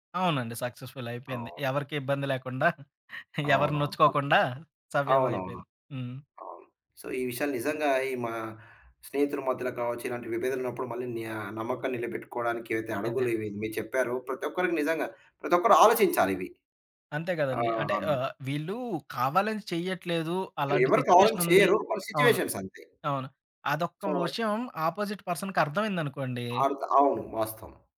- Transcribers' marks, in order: in English: "సక్సెస్‌ఫుల్"; chuckle; in English: "సో"; tapping; in English: "సిట్యుయేషన్"; in English: "సిట్యుయేషన్స్"; in English: "సో"; in English: "ఆపోజిట్ పర్సన్‌కి"
- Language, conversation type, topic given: Telugu, podcast, మధ్యలో విభేదాలున్నప్పుడు నమ్మకం నిలబెట్టుకోవడానికి మొదటి అడుగు ఏమిటి?